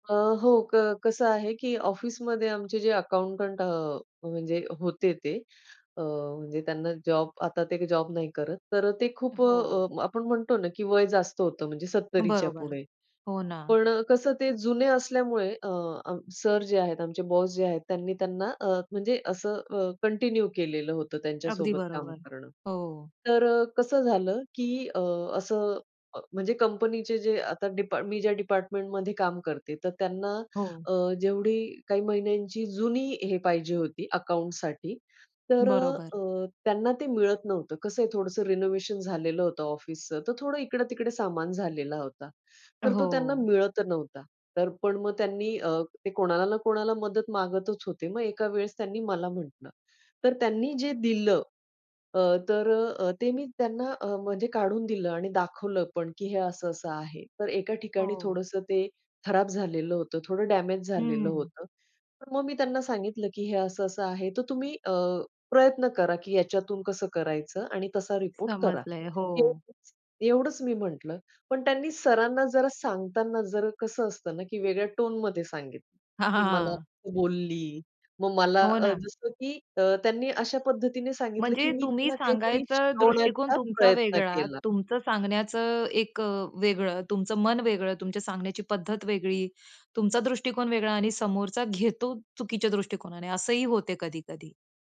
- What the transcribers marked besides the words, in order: in English: "कंटिन्यू"; other background noise; tapping
- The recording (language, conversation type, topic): Marathi, podcast, ठामपणा आणि सभ्यतेतला समतोल तुम्ही कसा साधता?